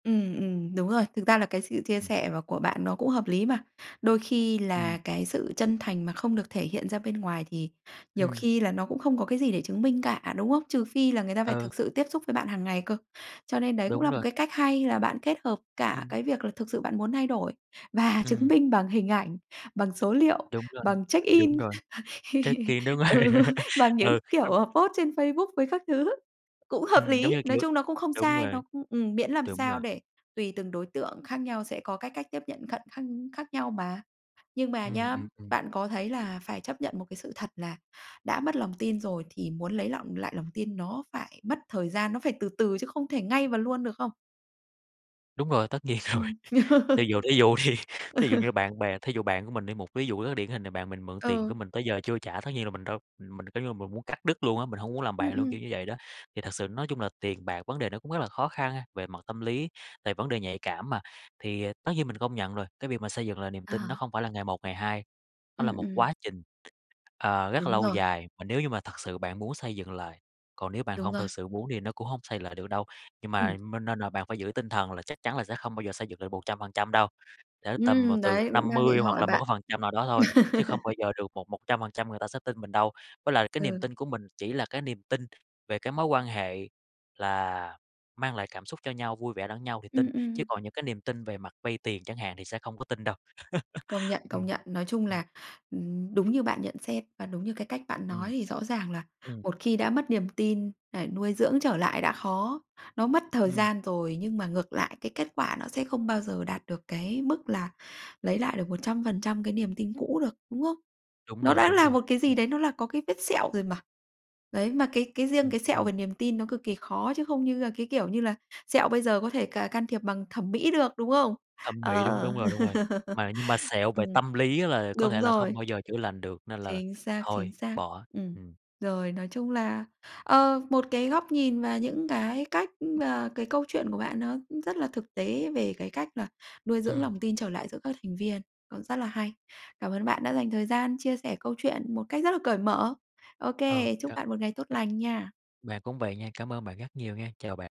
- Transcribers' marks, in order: tapping; in English: "Check in"; in English: "check-in"; chuckle; laughing while speaking: "ừ"; laughing while speaking: "đúng rồi"; laugh; in English: "post"; laughing while speaking: "tất nhiên rồi"; chuckle; laugh; laughing while speaking: "thí dụ đi"; laugh; laugh; laugh; laugh
- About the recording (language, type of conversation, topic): Vietnamese, podcast, Làm sao có thể nuôi dưỡng lại lòng tin giữa các thành viên?